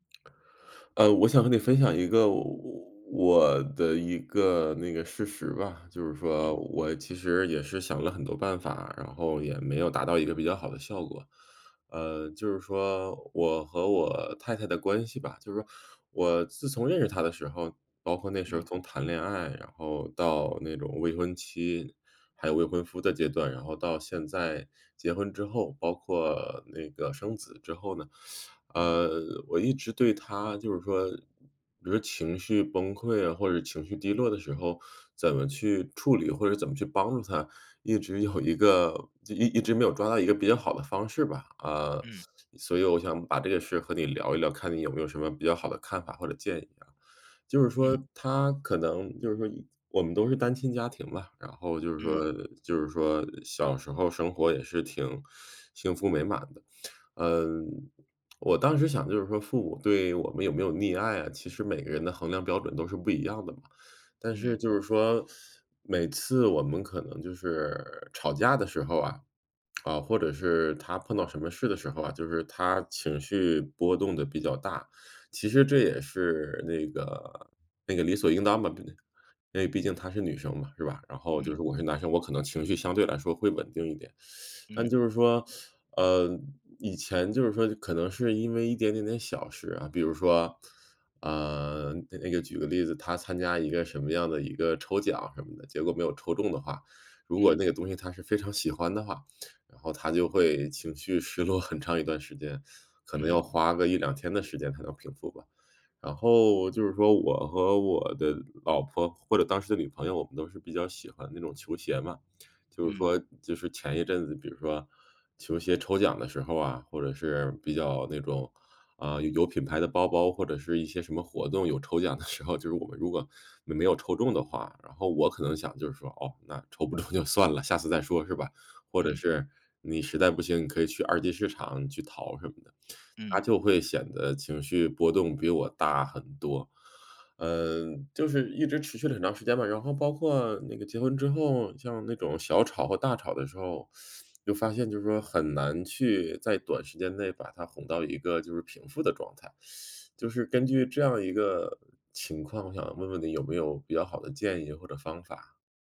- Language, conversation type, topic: Chinese, advice, 我该如何支持情绪低落的伴侣？
- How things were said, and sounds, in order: teeth sucking; other background noise; teeth sucking; laughing while speaking: "时候"; laughing while speaking: "不中"; teeth sucking; teeth sucking; tapping